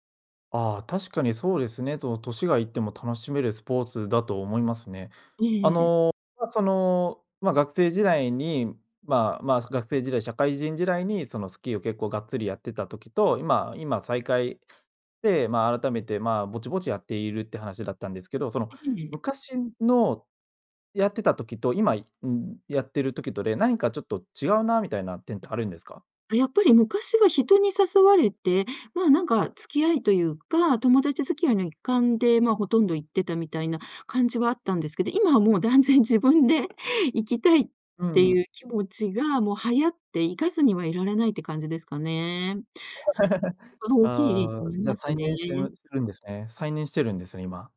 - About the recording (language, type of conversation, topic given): Japanese, podcast, その趣味を始めたきっかけは何ですか？
- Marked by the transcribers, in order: other background noise; laugh; unintelligible speech